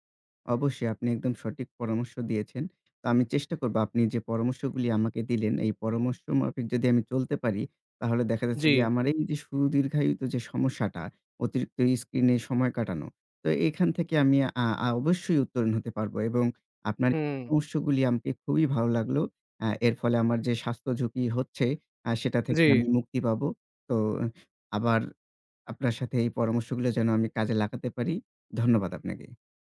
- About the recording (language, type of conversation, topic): Bengali, advice, আপনি কি স্ক্রিনে বেশি সময় কাটানোর কারণে রাতে ঠিকমতো বিশ্রাম নিতে সমস্যায় পড়ছেন?
- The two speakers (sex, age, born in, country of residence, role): male, 25-29, Bangladesh, Bangladesh, advisor; male, 25-29, Bangladesh, Bangladesh, user
- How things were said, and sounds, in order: unintelligible speech